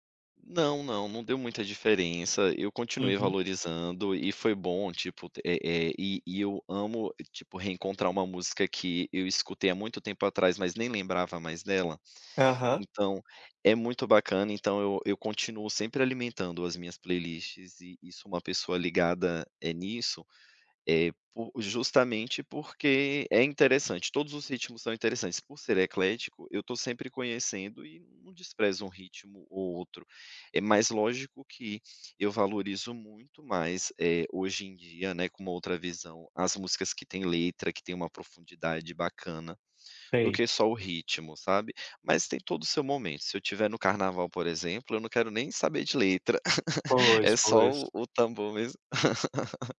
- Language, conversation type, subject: Portuguese, podcast, Que hábitos musicais moldaram a sua identidade sonora?
- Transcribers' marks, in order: laugh